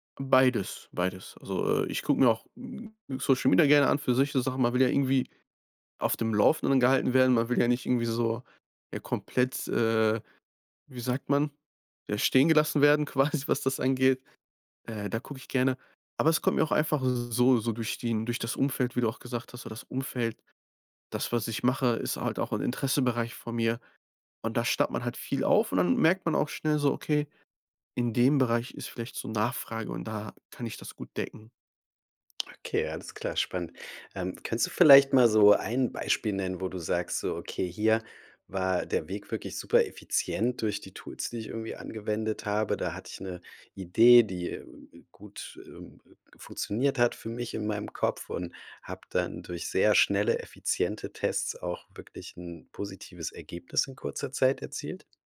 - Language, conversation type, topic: German, podcast, Wie testest du Ideen schnell und günstig?
- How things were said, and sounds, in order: other noise; laughing while speaking: "quasi"